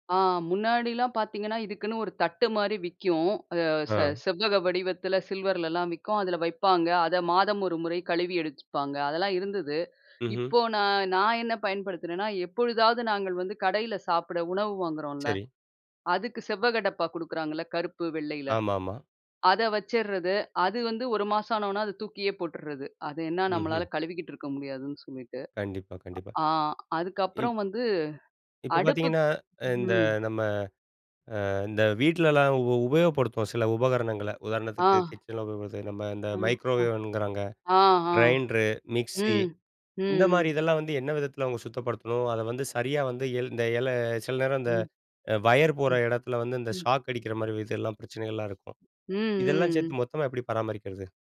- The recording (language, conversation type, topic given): Tamil, podcast, சமையலறையை எப்படிச் சீராக வைத்துக் கொள்கிறீர்கள்?
- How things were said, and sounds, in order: other background noise; tapping; other noise; in English: "மைக்ரோவேவ்"